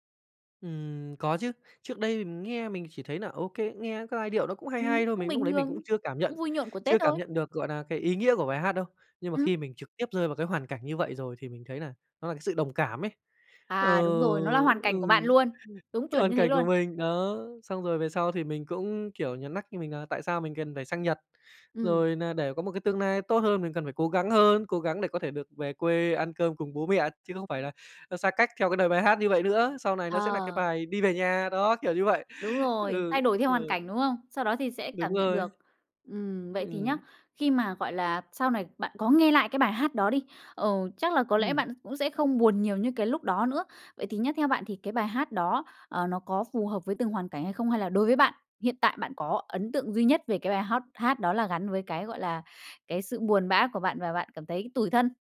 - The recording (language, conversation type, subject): Vietnamese, podcast, Bạn đã bao giờ nghe nhạc đến mức bật khóc chưa, kể cho mình nghe được không?
- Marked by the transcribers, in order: tapping; other background noise; "nó nhắc" said as "nhó nắc"